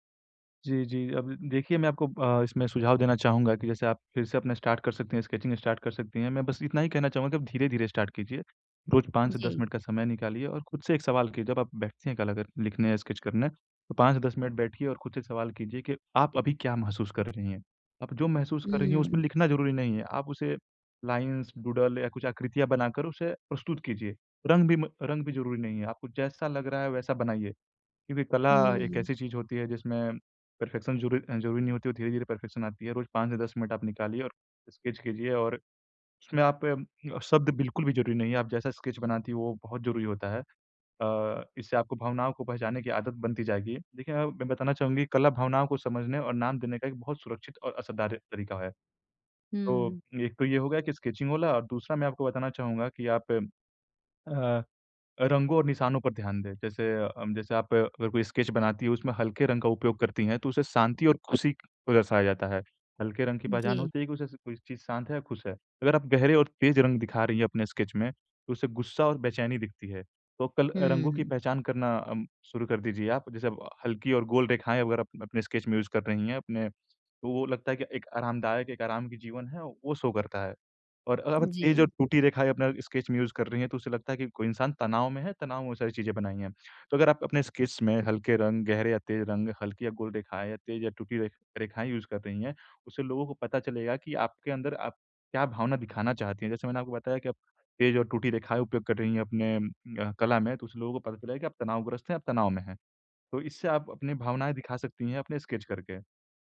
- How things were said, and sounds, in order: in English: "स्टार्ट"; in English: "स्केचिंग स्टार्ट"; in English: "स्टार्ट"; in English: "लाइन्स, डूडल"; in English: "परफेक्शन"; in English: "परफेक्शन"; in English: "स्केचिंग"; in English: "यूज़"; in English: "शो"; in English: "यूज़"; in English: "यूज़"
- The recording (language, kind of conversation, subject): Hindi, advice, कला के ज़रिए मैं अपनी भावनाओं को कैसे समझ और व्यक्त कर सकता/सकती हूँ?